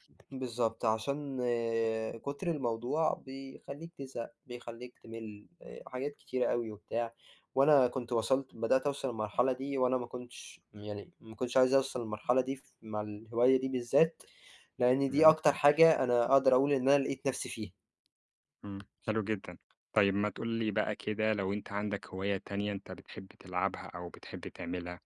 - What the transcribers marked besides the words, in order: tapping
- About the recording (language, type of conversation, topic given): Arabic, podcast, إزاي بتلاقي وقت لهوايتك وسط الشغل والحياة؟